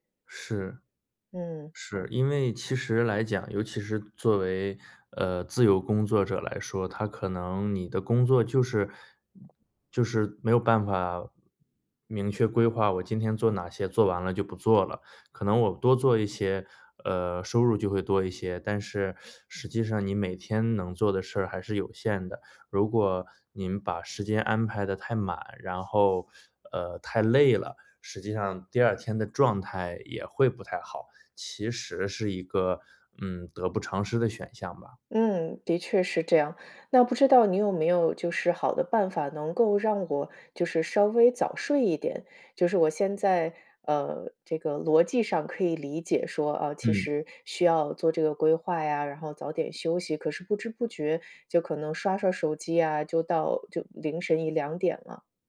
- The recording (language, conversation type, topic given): Chinese, advice, 为什么我很难坚持早睡早起的作息？
- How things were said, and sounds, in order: other background noise; teeth sucking; teeth sucking